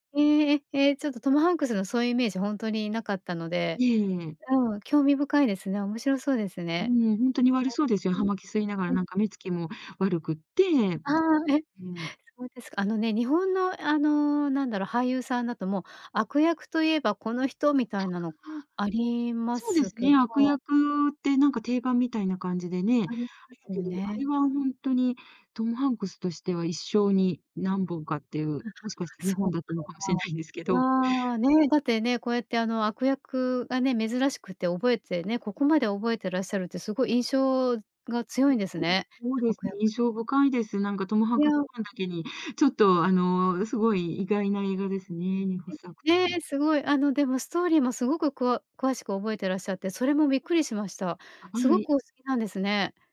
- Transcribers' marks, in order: tapping; other background noise
- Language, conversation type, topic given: Japanese, podcast, 好きな映画の悪役で思い浮かぶのは誰ですか？